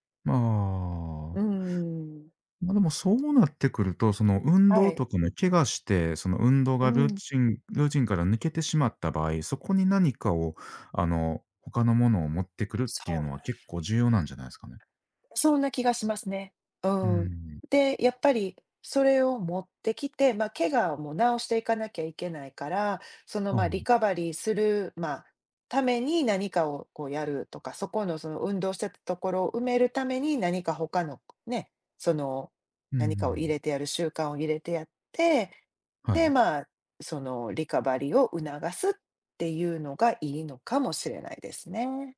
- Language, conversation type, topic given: Japanese, unstructured, 怪我で運動ができなくなったら、どんな気持ちになりますか？
- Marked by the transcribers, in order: other background noise; other noise